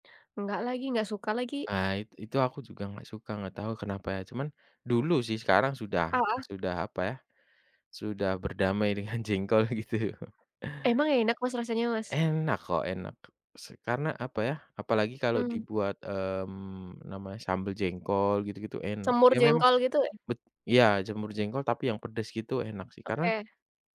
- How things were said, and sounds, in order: laughing while speaking: "jengkol gitu"
- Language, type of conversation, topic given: Indonesian, unstructured, Pernahkah kamu mencoba makanan yang rasanya benar-benar aneh?